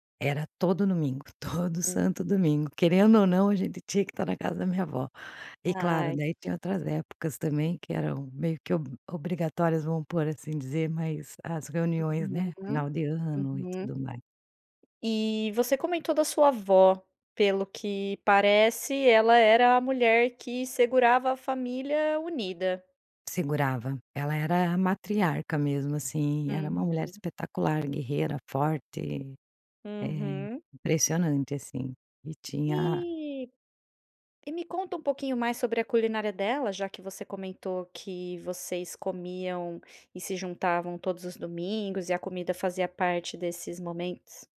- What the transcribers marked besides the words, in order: none
- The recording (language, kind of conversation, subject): Portuguese, podcast, Como a comida da sua infância marcou quem você é?